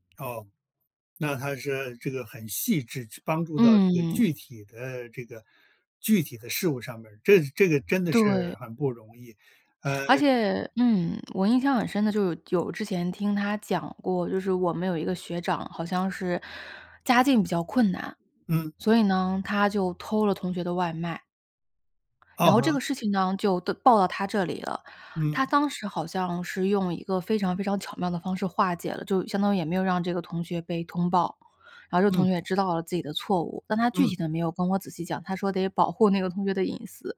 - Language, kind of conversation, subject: Chinese, podcast, 你受益最深的一次导师指导经历是什么？
- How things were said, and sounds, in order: none